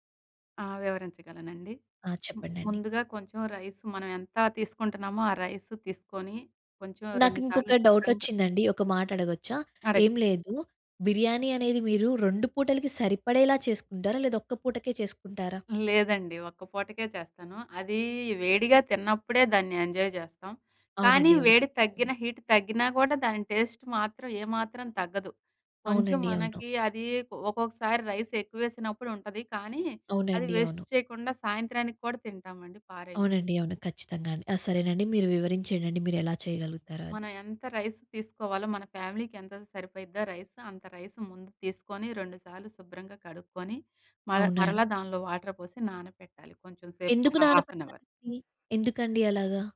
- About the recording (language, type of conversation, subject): Telugu, podcast, రుచికరమైన స్మృతులు ఏ వంటకంతో ముడిపడ్డాయి?
- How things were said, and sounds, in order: in English: "రైస్"; in English: "రైస్"; in English: "డౌట్"; in English: "కరెక్ట్"; in English: "ఎంజాయ్"; in English: "హీట్"; other background noise; in English: "టేస్ట్"; in English: "రైస్"; in English: "వేస్ట్"; in English: "రైస్"; in English: "ఫ్యామిలీకి"; in English: "రైస్"; in English: "రైస్"; in English: "వాటర్"; in English: "హాఫ్ అన్ హౌర్"